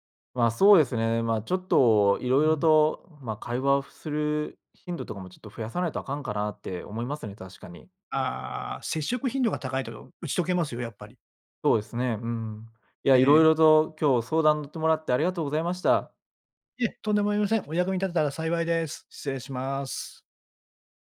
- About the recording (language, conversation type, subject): Japanese, advice, 上司や同僚に自分の意見を伝えるのが怖いのはなぜですか？
- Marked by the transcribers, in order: none